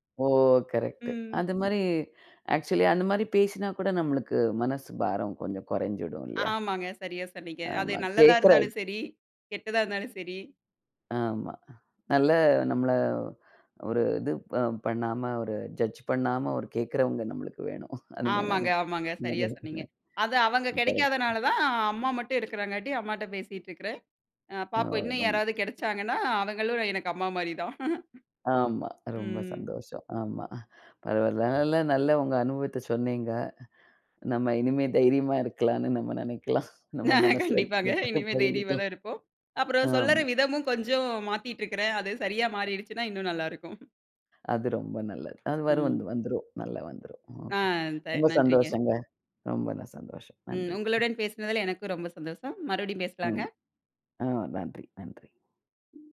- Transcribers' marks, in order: in English: "ஆக்ச்சுவலி"; in English: "ஜட்ஜ்"; chuckle; unintelligible speech; unintelligible speech; laugh; laughing while speaking: "நெனைக்கலாம்"; laughing while speaking: "கண்டிப்பாங்க. இனிமே தைரியமா தான் இருப்போம்"; unintelligible speech; other noise; "ரொம்ப" said as "ரொம்பன"; "மறுபடியும்" said as "மறுவடியும்"; other background noise
- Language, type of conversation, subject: Tamil, podcast, உங்கள் மனதில் பகிர்வது கொஞ்சம் பயமாக இருக்கிறதா, இல்லையா அது ஒரு சாகசமாக தோன்றுகிறதா?